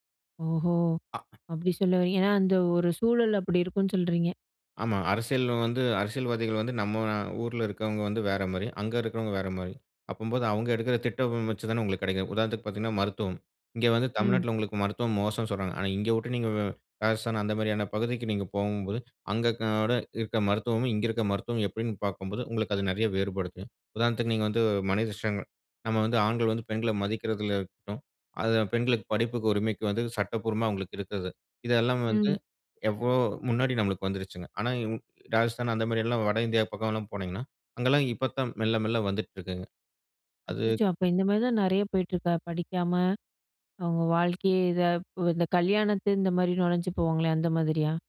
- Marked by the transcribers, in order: other background noise; "இருக்கிற-" said as "இருக்ற"; unintelligible speech; swallow
- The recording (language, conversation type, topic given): Tamil, podcast, புதுமையான கதைகளை உருவாக்கத் தொடங்குவது எப்படி?